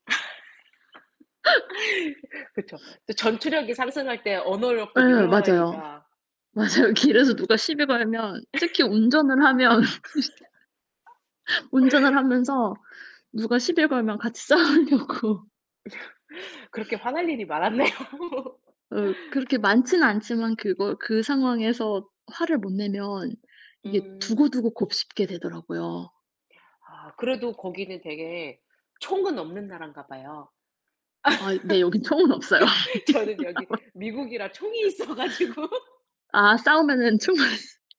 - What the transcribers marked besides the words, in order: laugh; other background noise; sniff; laughing while speaking: "맞아요"; laugh; laughing while speaking: "씻은데"; laughing while speaking: "싸우려고"; laugh; sniff; laughing while speaking: "많았네요"; laugh; tapping; laugh; laughing while speaking: "저는"; laughing while speaking: "없어요"; laughing while speaking: "있어 가지고"; laugh; laughing while speaking: "총만"
- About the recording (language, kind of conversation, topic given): Korean, unstructured, 새로운 것을 배울 때 가장 즐거운 순간은 언제인가요?